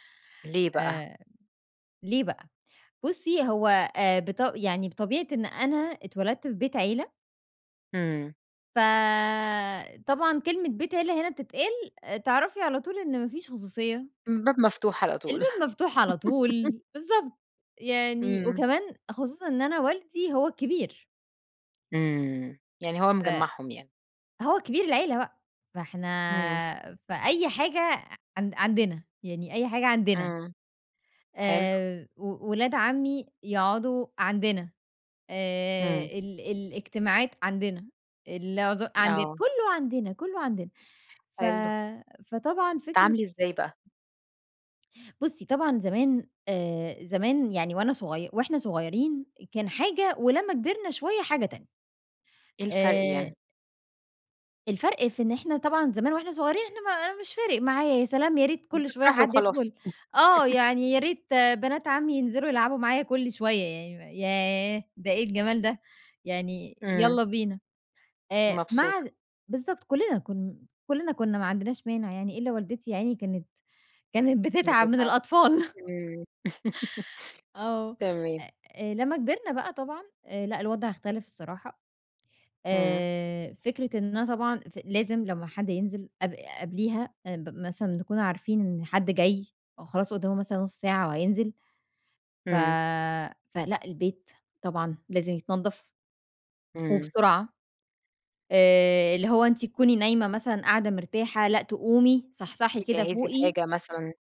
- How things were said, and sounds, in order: laugh; other background noise; tapping; chuckle; laughing while speaking: "الأطفال"; chuckle
- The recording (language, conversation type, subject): Arabic, podcast, إزاي بتحضّري البيت لاستقبال ضيوف على غفلة؟